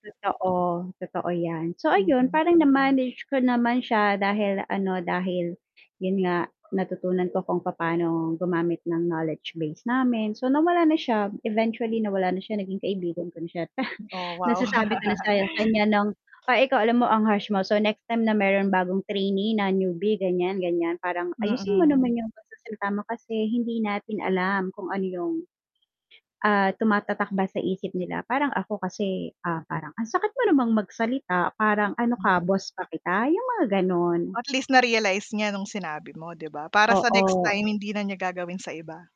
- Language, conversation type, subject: Filipino, unstructured, Ano-ano ang mga hamon na nararanasan mo sa trabaho araw-araw?
- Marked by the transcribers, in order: mechanical hum; other background noise; background speech; chuckle; distorted speech; static; tapping; chuckle